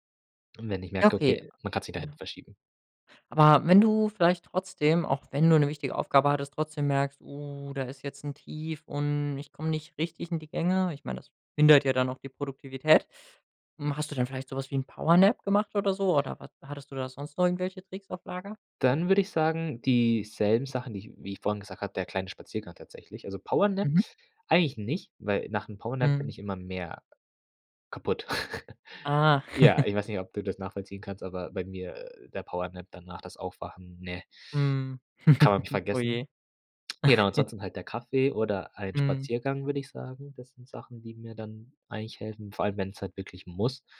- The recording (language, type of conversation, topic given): German, podcast, Wie gehst du mit Energietiefs am Nachmittag um?
- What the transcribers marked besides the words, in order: other background noise; in English: "Powernap"; in English: "Powernap"; in English: "Powernap"; chuckle; in English: "Powernap"; chuckle